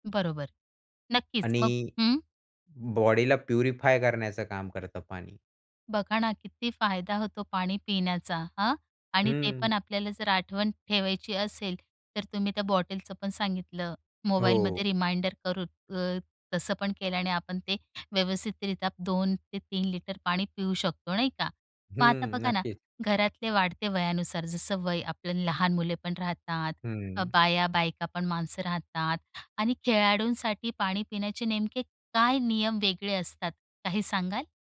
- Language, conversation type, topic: Marathi, podcast, पाणी पिण्याची सवय चांगली कशी ठेवायची?
- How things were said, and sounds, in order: in English: "बॉडीला प्युरिफाय"; in English: "रिमाइंडर"